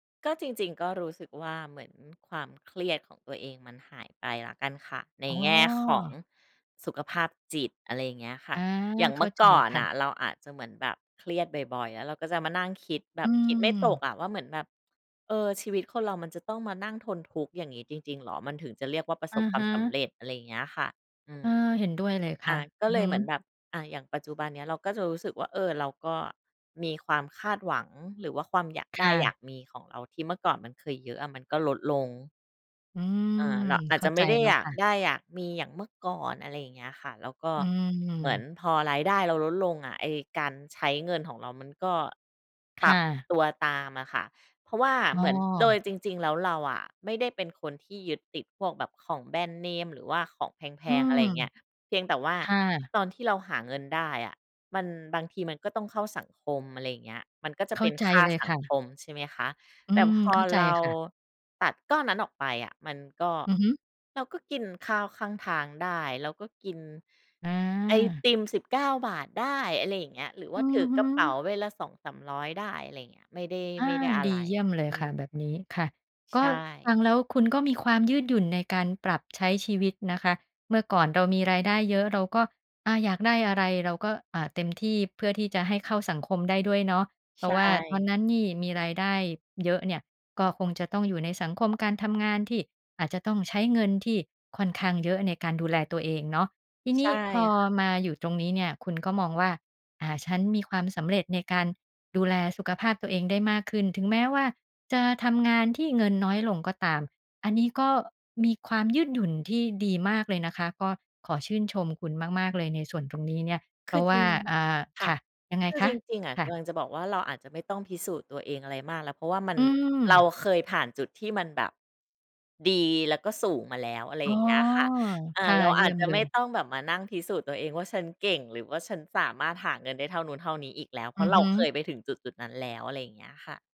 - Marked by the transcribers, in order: other background noise
- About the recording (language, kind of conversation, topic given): Thai, podcast, งานที่ทำแล้วไม่เครียดแต่ได้เงินน้อยนับเป็นความสำเร็จไหม?